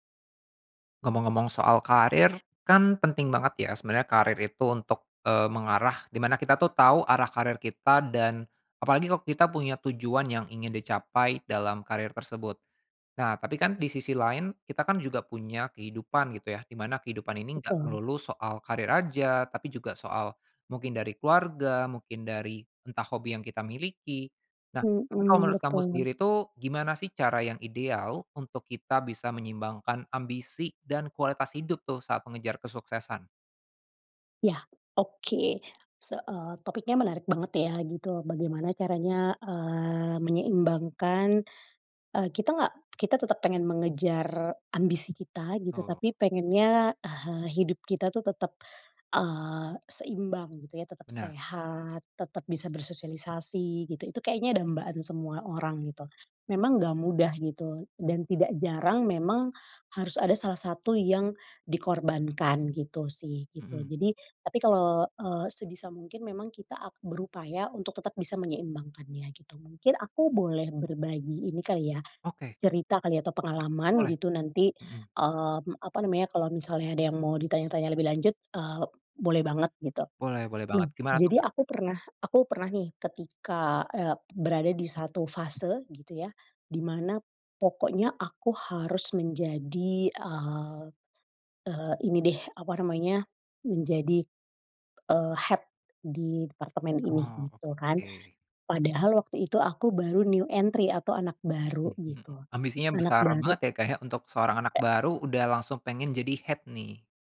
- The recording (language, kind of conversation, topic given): Indonesian, podcast, Bagaimana kita menyeimbangkan ambisi dan kualitas hidup saat mengejar kesuksesan?
- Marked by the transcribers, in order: other background noise; tapping; in English: "head"; in English: "departement"; in English: "new entry"; in English: "head"